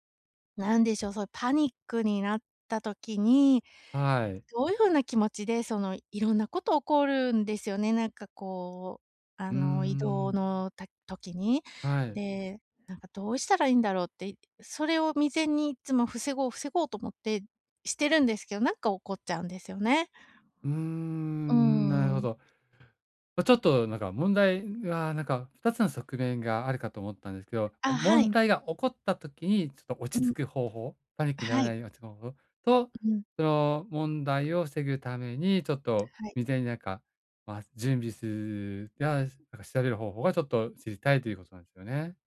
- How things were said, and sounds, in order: other background noise; tapping; other noise
- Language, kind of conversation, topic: Japanese, advice, 旅先でトラブルが起きたとき、どう対処すればよいですか？